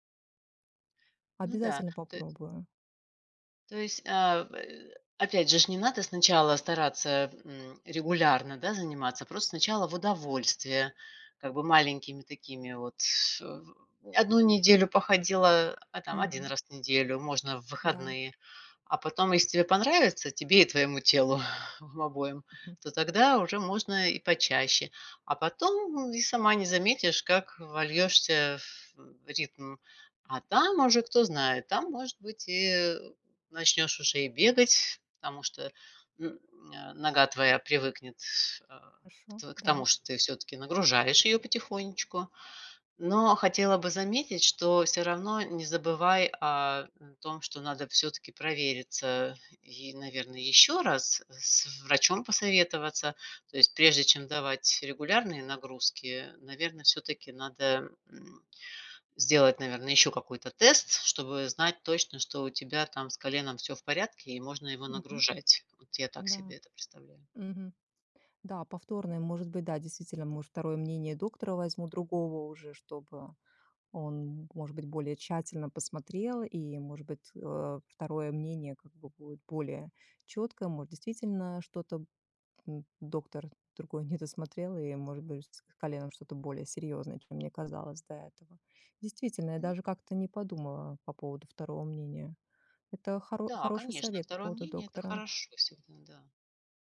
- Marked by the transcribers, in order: tapping; other background noise
- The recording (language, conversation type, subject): Russian, advice, Как постоянная боль или травма мешает вам регулярно заниматься спортом?